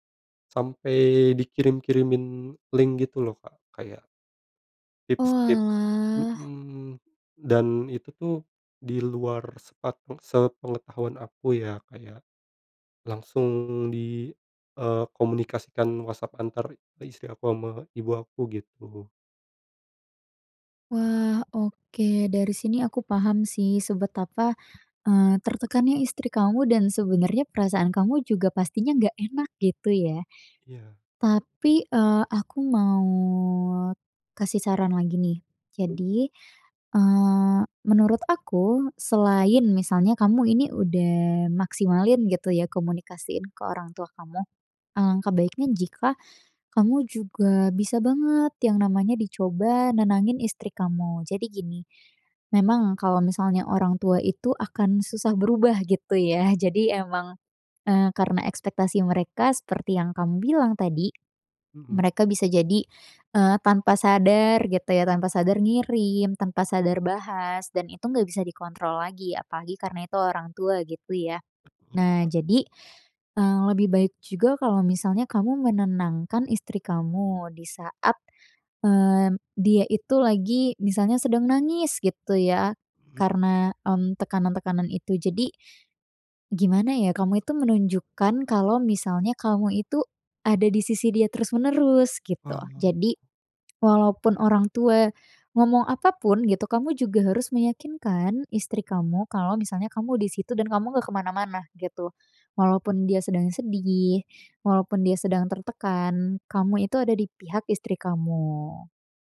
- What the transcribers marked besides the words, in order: in English: "link"; unintelligible speech
- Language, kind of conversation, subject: Indonesian, advice, Apakah Anda diharapkan segera punya anak setelah menikah?